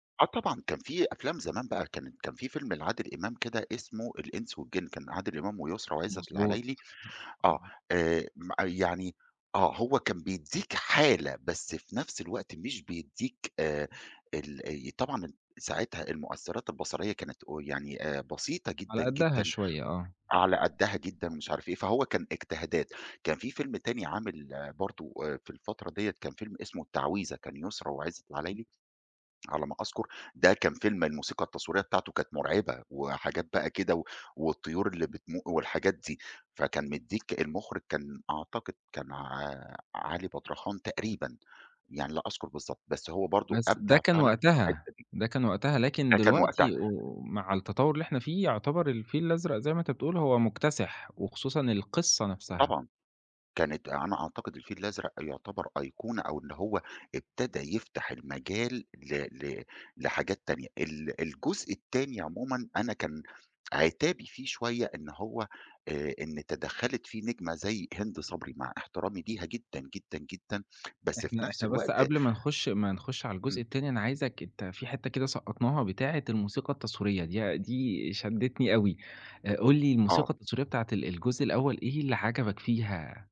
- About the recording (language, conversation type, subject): Arabic, podcast, إيه الفيلم أو المسلسل اللي حسّسك بالحنين ورجّعك لأيام زمان؟
- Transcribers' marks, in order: tapping; unintelligible speech